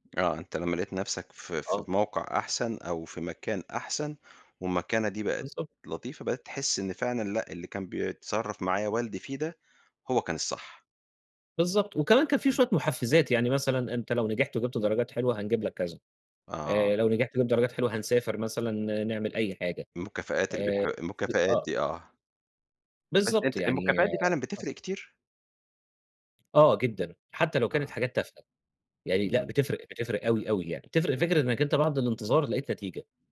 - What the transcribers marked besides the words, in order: none
- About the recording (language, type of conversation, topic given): Arabic, podcast, إيه الدافع اللي خلّاك تحبّ التعلّم؟